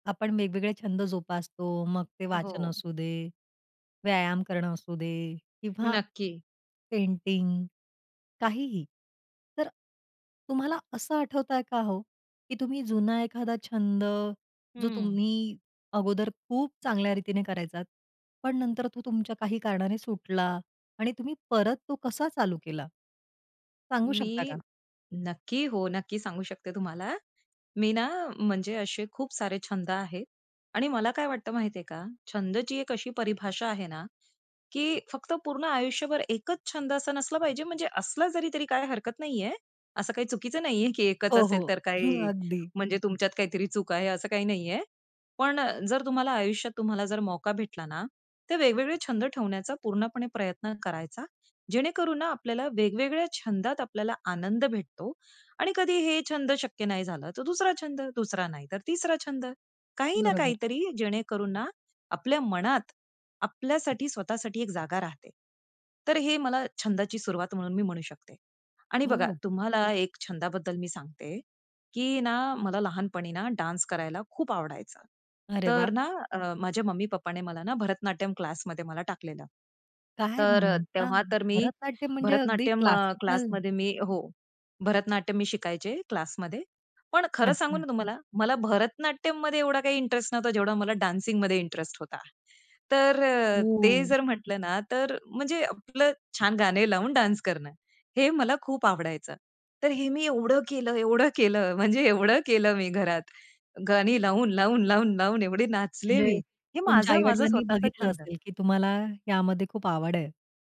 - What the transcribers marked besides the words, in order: tapping; laughing while speaking: "हं"; in English: "डान्स"; surprised: "काय म्हणता!"; in English: "डान्सिंगमध्ये"; in English: "डान्स"; laughing while speaking: "म्हणजे एवढं"
- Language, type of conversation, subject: Marathi, podcast, छंद पुन्हा सुरू करण्यासाठी तुम्ही कोणते छोटे पाऊल उचलाल?